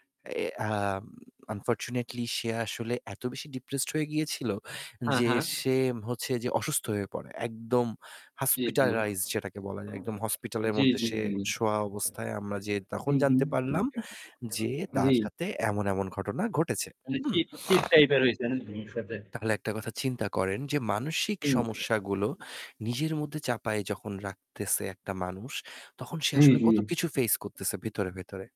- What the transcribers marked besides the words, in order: static; in English: "hospitarized"; distorted speech; other background noise
- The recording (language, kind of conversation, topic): Bengali, unstructured, কেন অনেকেই মনে করেন যে মানুষ মানসিক সমস্যাগুলো লুকিয়ে রাখে?